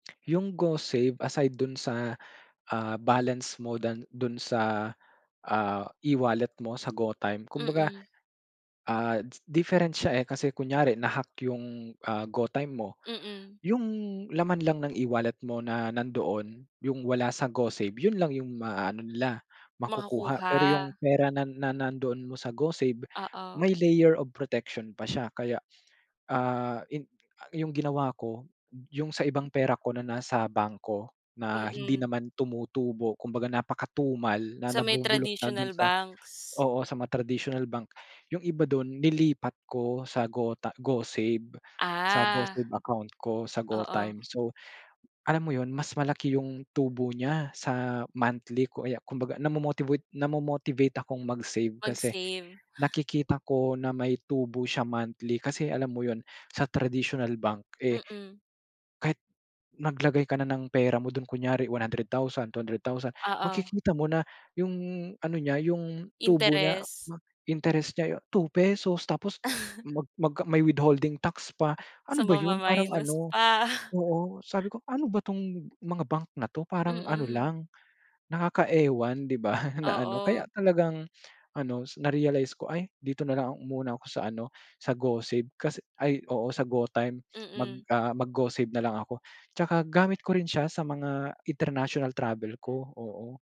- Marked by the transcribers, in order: gasp; in English: "na-hack"; gasp; gasp; other background noise; gasp; gasp; gasp; gasp; gasp; chuckle; gasp; laughing while speaking: "So, mama-minus pa"; chuckle; gasp; gasp; laugh; gasp; gasp
- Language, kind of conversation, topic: Filipino, podcast, Ano ang paborito mong aplikasyon, at bakit mo ito ginagamit araw-araw?